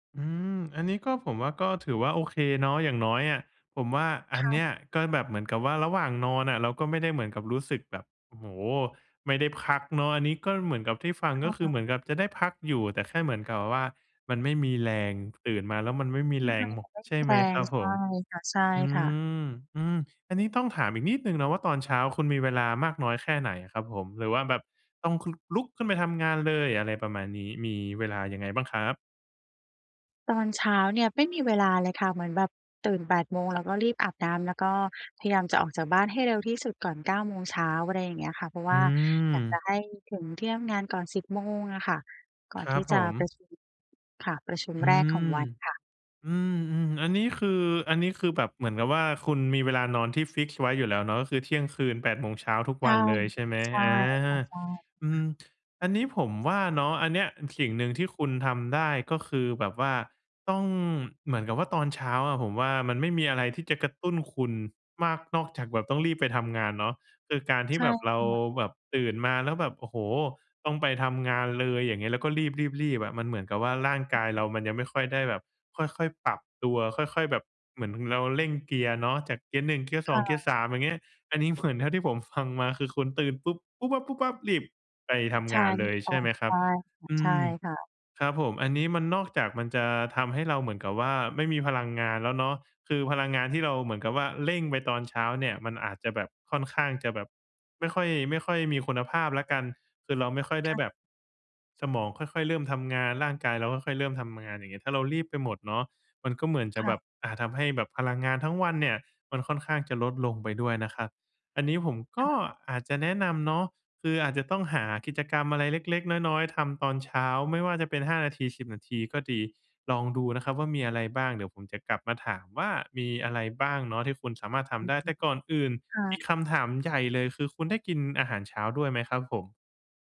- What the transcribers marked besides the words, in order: laughing while speaking: "เหมือน"; laughing while speaking: "ฟัง"; stressed: "ก็"
- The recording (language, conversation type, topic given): Thai, advice, จะทำอย่างไรให้ตื่นเช้าทุกวันอย่างสดชื่นและไม่ง่วง?
- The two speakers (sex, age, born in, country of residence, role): female, 35-39, Thailand, Thailand, user; male, 25-29, Thailand, Thailand, advisor